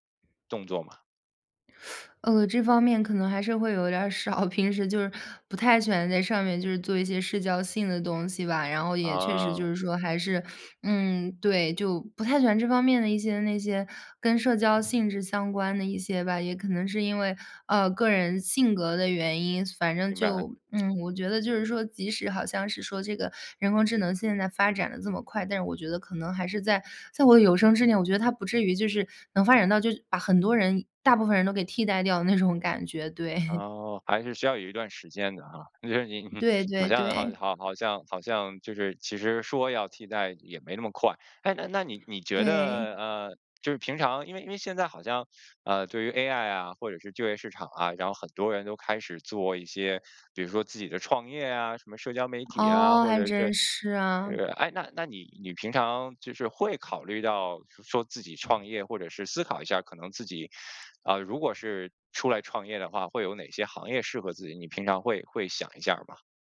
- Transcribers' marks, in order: other background noise; teeth sucking; lip smack; laughing while speaking: "那种"; chuckle
- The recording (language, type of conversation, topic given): Chinese, podcast, 当爱情与事业发生冲突时，你会如何取舍？